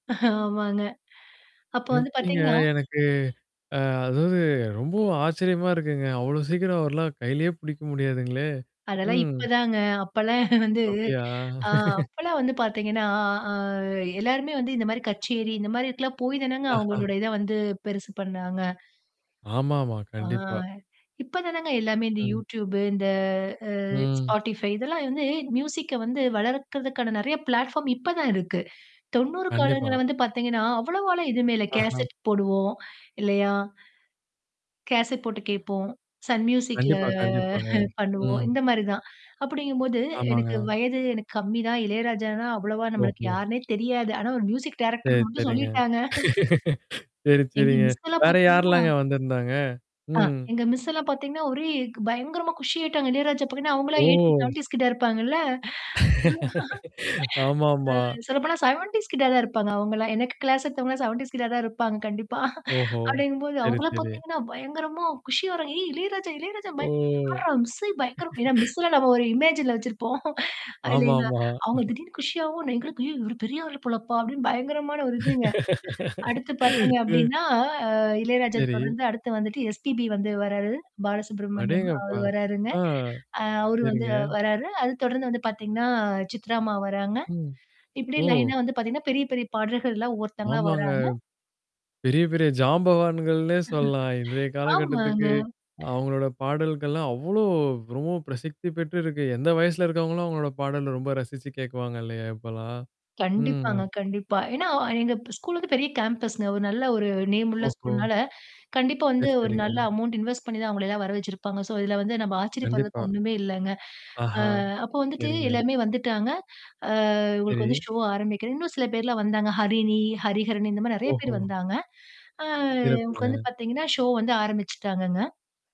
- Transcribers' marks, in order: static; laughing while speaking: "ஆமாங்க"; inhale; "பார்த்தீங்கன்னா-" said as "பாத்தீங்கோ"; horn; laugh; inhale; laugh; drawn out: "ஆ"; other noise; in English: "யூடியூப்பு"; drawn out: "இந்த ஆ"; in English: "ஸ்பாட்டிஃபை"; in English: "மியூசிக்க"; in English: "பிளாட்ஃபார்ம்"; inhale; in English: "கேசட்"; inhale; in English: "கேசட்"; in English: "சன் மியூசிக்ல"; drawn out: "மியூசிக்ல"; laugh; inhale; mechanical hum; unintelligible speech; in English: "மியூசிக் டைரக்டர்னு"; laughing while speaking: "சொல்லிட்டாங்க"; laugh; distorted speech; in English: "மிஸ்ல்லாம்"; in English: "மிஸ்ல்லாம்"; drawn out: "ஓ!"; laugh; laughing while speaking: "ஆமாமா"; inhale; laugh; laughing while speaking: "ஆ"; in English: "கிளாஸ்"; laugh; inhale; drawn out: "ஓ!"; laugh; in English: "மிஸ்ஸே"; in English: "மிஸ்ஸே"; in English: "இமேஜ்ல"; laugh; inhale; laugh; laugh; inhale; laughing while speaking: "ம்"; inhale; drawn out: "அப்படின்னா"; in English: "எஸ்பிபி"; inhale; drawn out: "ஆ"; inhale; in English: "லயன்னா"; laughing while speaking: "ஆமாங்க"; inhale; drawn out: "ம்"; in English: "ஸ்கூல்க்கு"; in English: "கேம்பஸ் ங்க"; in English: "நேம்"; in English: "ஸ்கூல்னால"; inhale; in English: "அமௌன்ட் இன்வெஸ்ட்"; in English: "சோ"; inhale; drawn out: "ஆ"; in English: "ஷோ"; inhale; drawn out: "ஆ"; in English: "ஷோ"
- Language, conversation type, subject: Tamil, podcast, கச்சேரி தொடங்குவதற்கு முன் உங்கள் எதிர்பார்ப்புகள் எப்படியிருந்தன, கச்சேரி முடிவில் அவை எப்படியிருந்தன?